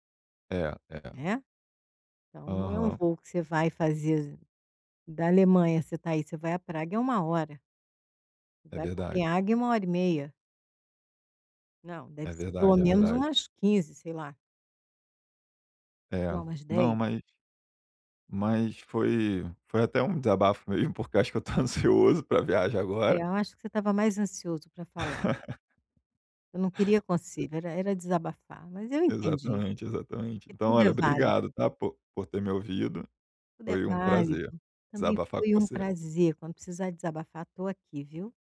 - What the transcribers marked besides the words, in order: laugh; other background noise
- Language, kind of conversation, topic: Portuguese, advice, Como posso controlar a ansiedade antes e durante viagens?